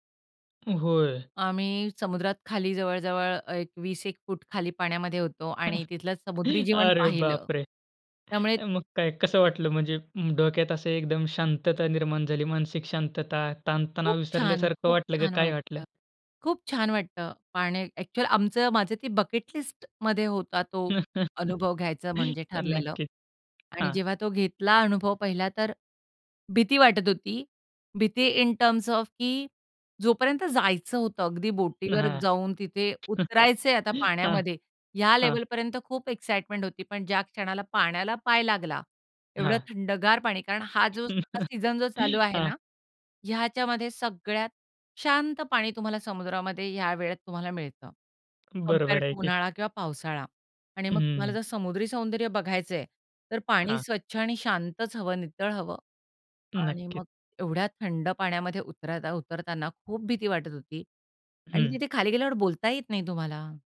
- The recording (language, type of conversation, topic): Marathi, podcast, निसर्गात वेळ घालवण्यासाठी तुमची सर्वात आवडती ठिकाणे कोणती आहेत?
- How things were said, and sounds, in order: tapping; chuckle; other background noise; chuckle; in English: "इन टर्म्स ऑफ"; chuckle; laughing while speaking: "हां"; in English: "एक्साईटमेंट"; unintelligible speech; chuckle; in English: "कंपेअर टू"